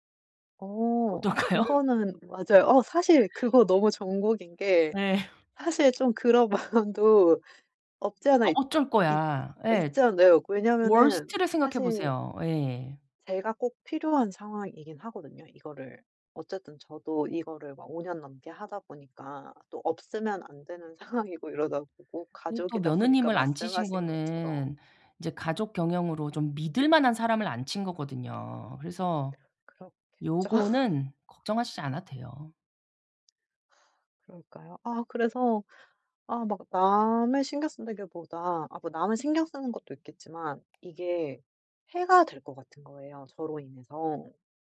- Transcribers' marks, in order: laughing while speaking: "어떨까요?"; laughing while speaking: "예"; other background noise; laughing while speaking: "마음도"; put-on voice: "워스트를"; in English: "워스트를"; laughing while speaking: "상황이고"; laugh
- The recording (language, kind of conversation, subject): Korean, advice, 복잡한 일을 앞두고 불안감과 자기의심을 어떻게 줄일 수 있을까요?